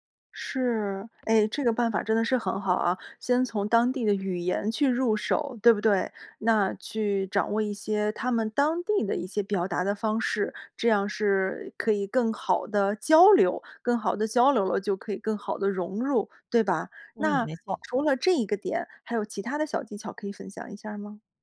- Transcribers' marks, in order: tapping
- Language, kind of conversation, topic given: Chinese, podcast, 怎样才能重新建立社交圈？